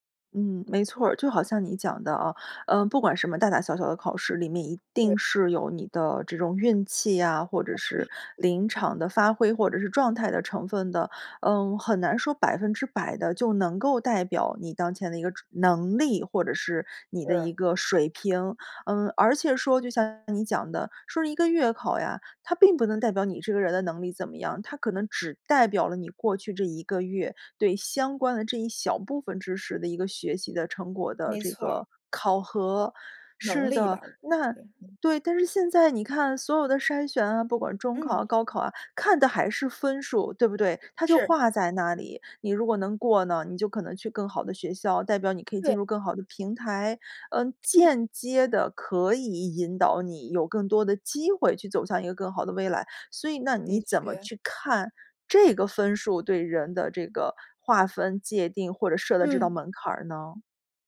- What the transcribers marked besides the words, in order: unintelligible speech; other background noise; unintelligible speech
- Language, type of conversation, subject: Chinese, podcast, 你觉得分数能代表能力吗？